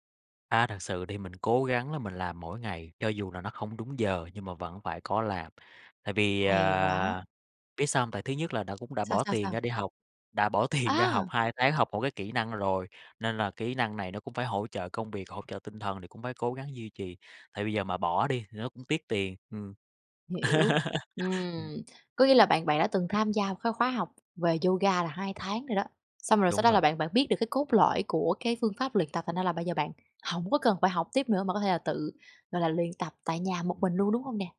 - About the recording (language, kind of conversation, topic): Vietnamese, podcast, Bạn có thể kể về một thói quen hằng ngày giúp bạn giảm căng thẳng không?
- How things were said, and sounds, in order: tapping; laughing while speaking: "tiền"; laugh